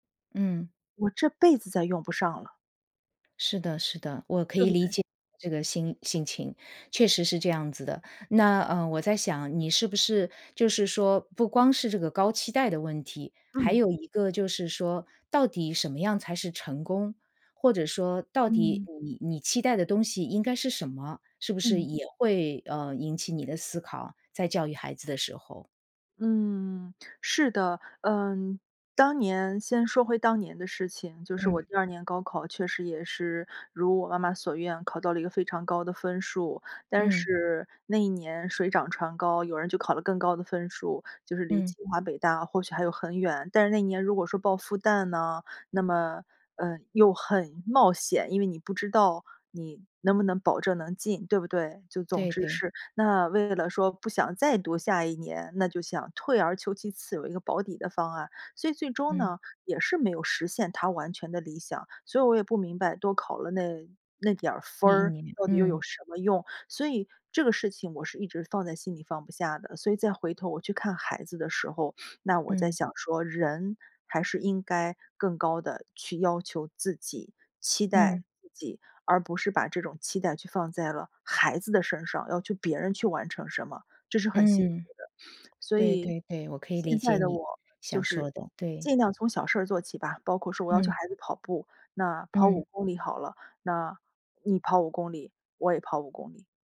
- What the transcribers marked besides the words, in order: sniff; sniff
- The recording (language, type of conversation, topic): Chinese, podcast, 你如何看待父母对孩子的高期待？